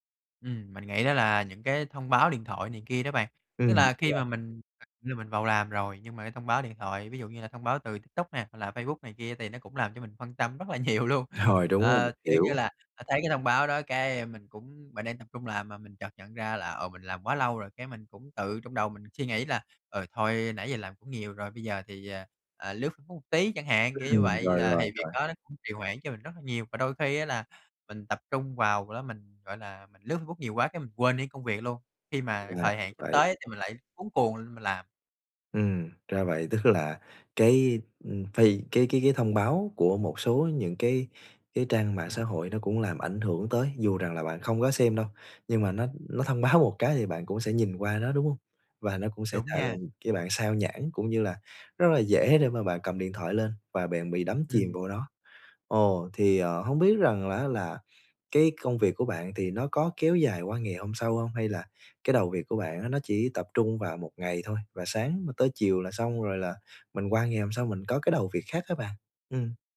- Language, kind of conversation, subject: Vietnamese, advice, Làm sao để tập trung và tránh trì hoãn mỗi ngày?
- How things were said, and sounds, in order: unintelligible speech; tapping; laughing while speaking: "Rồi"; laughing while speaking: "nhiều luôn"; laughing while speaking: "báo"